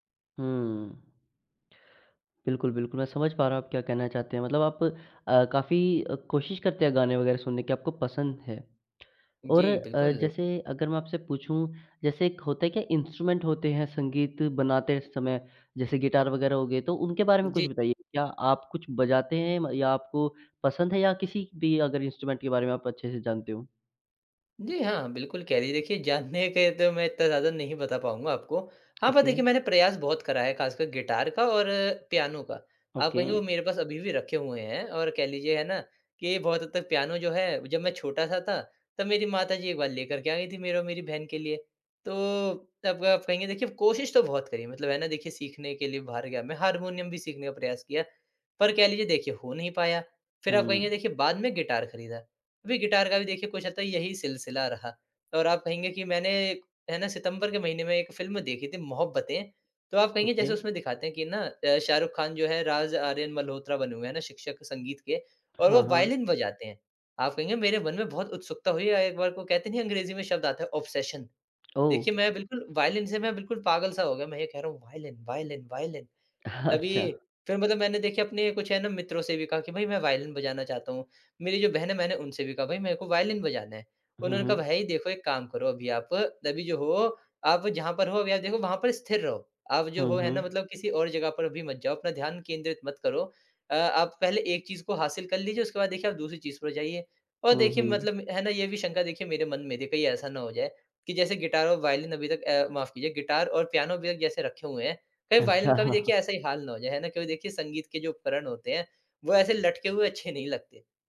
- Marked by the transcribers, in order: tapping; in English: "इंस्ट्रूमेंट"; in English: "इंस्ट्रूमेंट"; in English: "ओके"; in English: "ओके"; in English: "ओके"; in English: "ऑब्सेशन"; chuckle
- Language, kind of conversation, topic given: Hindi, podcast, तुम्हारी संगीत पहचान कैसे बनती है, बताओ न?